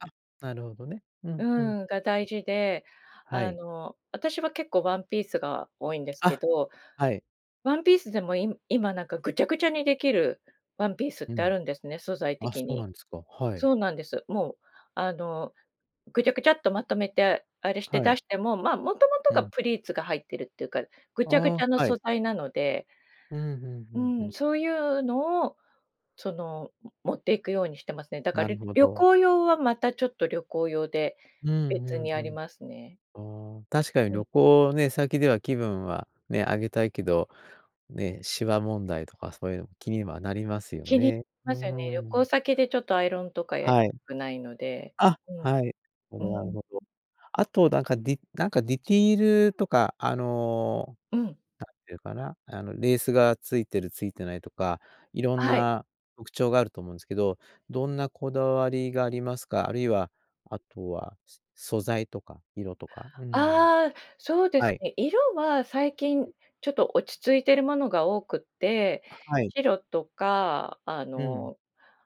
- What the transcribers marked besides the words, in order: other background noise; other noise; unintelligible speech
- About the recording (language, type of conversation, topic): Japanese, podcast, 着るだけで気分が上がる服には、どんな特徴がありますか？